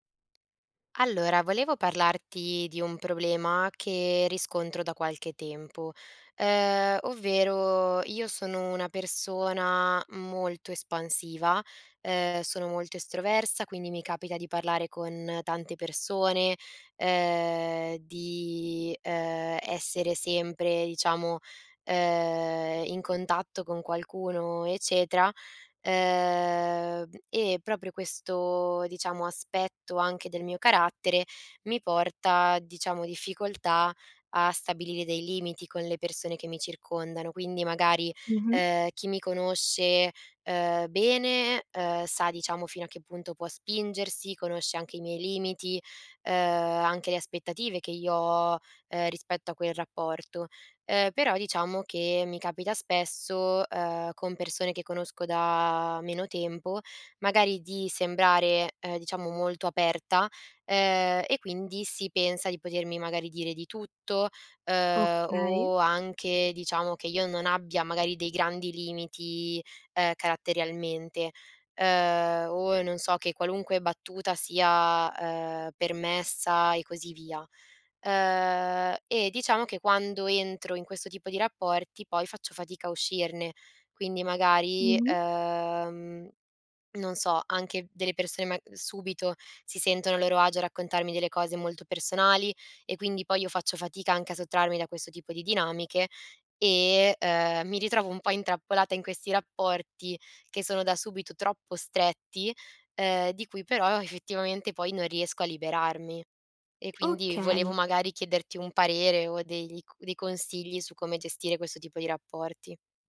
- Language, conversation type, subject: Italian, advice, Come posso comunicare chiaramente le mie aspettative e i miei limiti nella relazione?
- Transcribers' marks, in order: tapping; other background noise